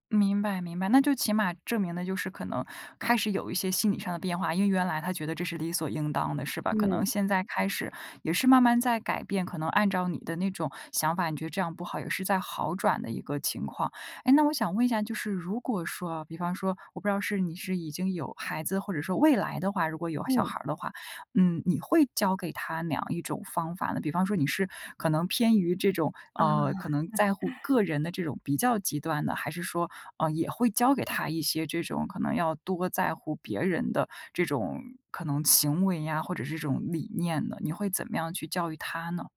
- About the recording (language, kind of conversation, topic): Chinese, podcast, 你觉得父母的管教方式对你影响大吗？
- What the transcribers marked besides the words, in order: laugh